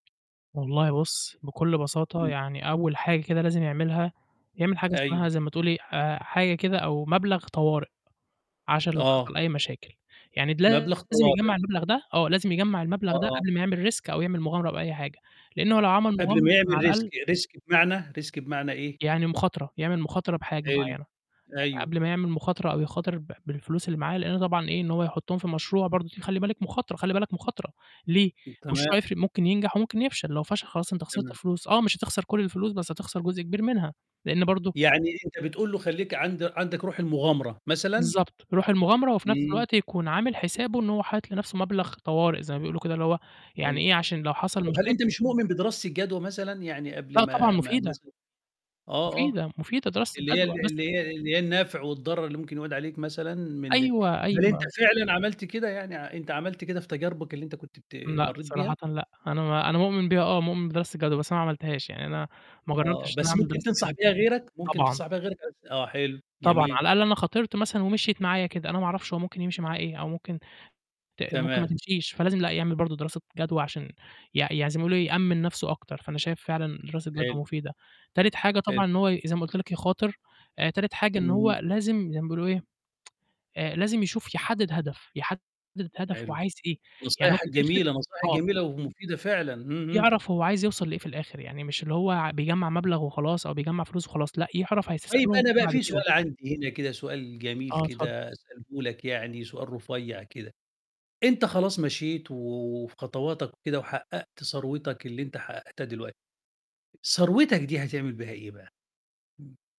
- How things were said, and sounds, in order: tapping; mechanical hum; static; distorted speech; in English: "risk"; in English: "risk، risk"; in English: "risk"; unintelligible speech; unintelligible speech; tsk
- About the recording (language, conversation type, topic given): Arabic, podcast, إزاي تختار بين إنك ترتاح ماليًا دلوقتي وبين إنك تبني ثروة بعدين؟